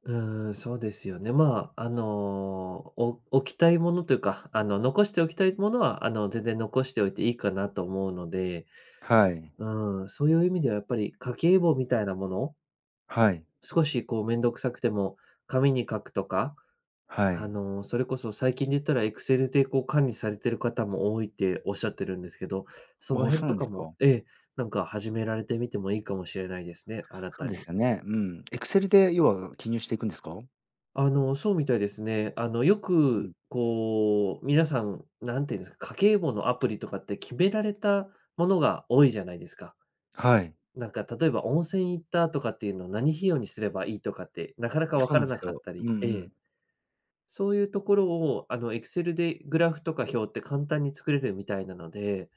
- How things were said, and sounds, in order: none
- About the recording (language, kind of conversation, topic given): Japanese, advice, 貯金する習慣や予算を立てる習慣が身につかないのですが、どうすれば続けられますか？